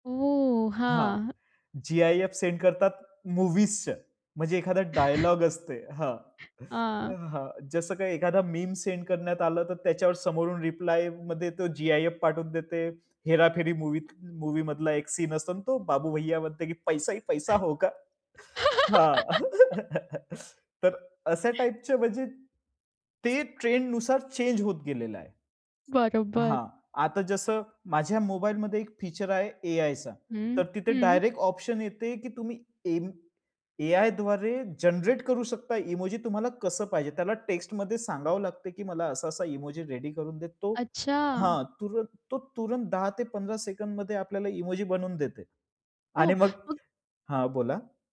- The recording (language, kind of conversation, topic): Marathi, podcast, मेसेजमध्ये इमोजी कधी आणि कसे वापरता?
- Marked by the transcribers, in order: surprised: "ओह!"; in English: "सेंड"; other background noise; laughing while speaking: "हां, हां"; laughing while speaking: "हां"; in English: "मीम सेंड"; laugh; laughing while speaking: "पैसा ही पैसा होगा. हां"; put-on voice: "पैसा ही पैसा होगा"; in English: "पैसा ही पैसा होगा"; laugh; chuckle; in English: "चेंज"; laughing while speaking: "बरोबर"; in English: "डायरेक्ट ऑप्शन"; in English: "इमोजी"; in English: "इमोजी रेडी"; in English: "इमोजी"